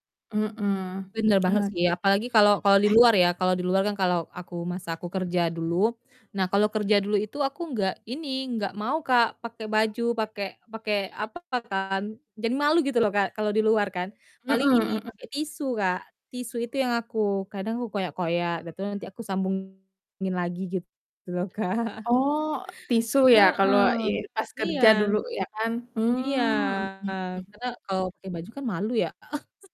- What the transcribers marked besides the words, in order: distorted speech; other background noise; other animal sound; laughing while speaking: "Kak"; chuckle
- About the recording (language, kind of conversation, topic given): Indonesian, unstructured, Apa kebiasaan kecil yang membantu kamu merasa rileks?